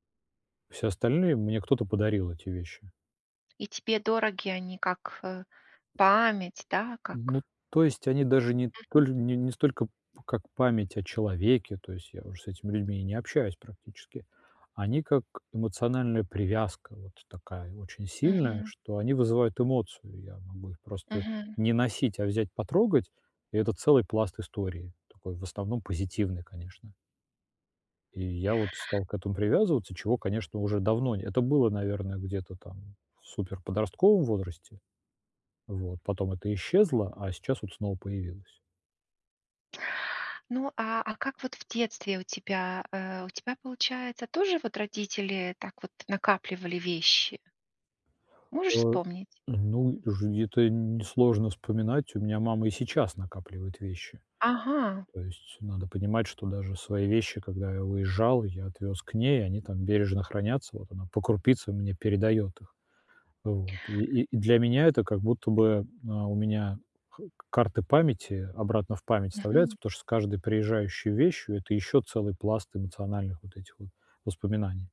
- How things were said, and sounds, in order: tapping
- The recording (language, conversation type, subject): Russian, advice, Как отпустить эмоциональную привязанность к вещам без чувства вины?